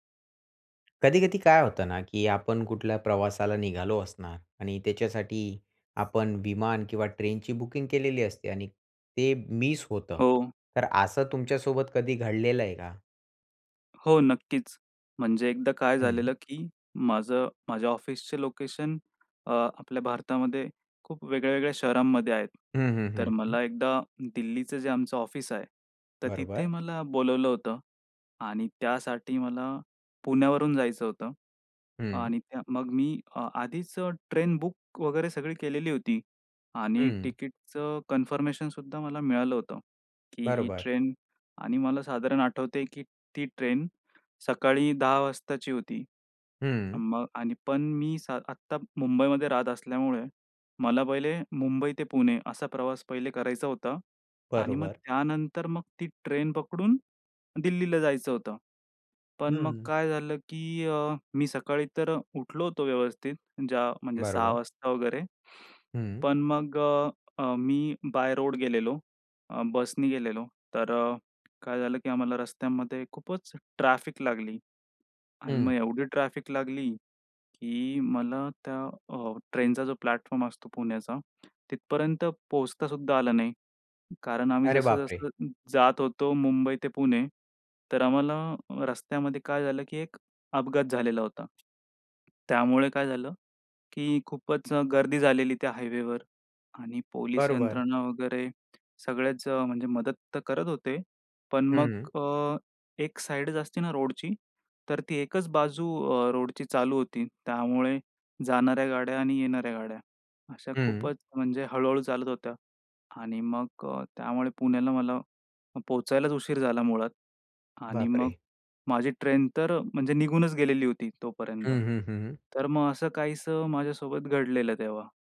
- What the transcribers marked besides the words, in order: tapping; in English: "कन्फर्मेशन"; sigh; in English: "बाय रोड"; in English: "प्लॅटफॉर्म"; other background noise
- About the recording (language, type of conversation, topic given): Marathi, podcast, कधी तुमची विमानाची किंवा रेल्वेची गाडी सुटून गेली आहे का?